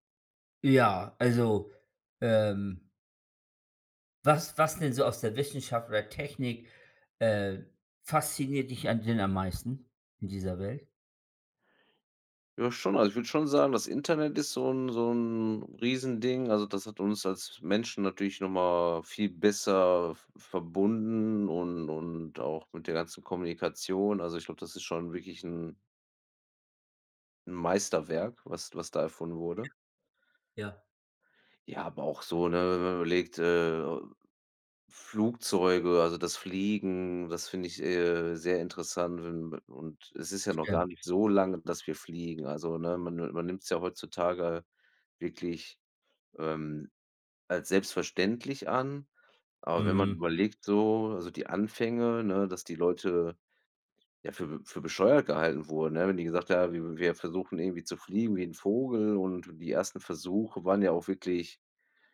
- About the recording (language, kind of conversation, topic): German, unstructured, Welche wissenschaftliche Entdeckung findest du am faszinierendsten?
- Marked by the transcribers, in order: other background noise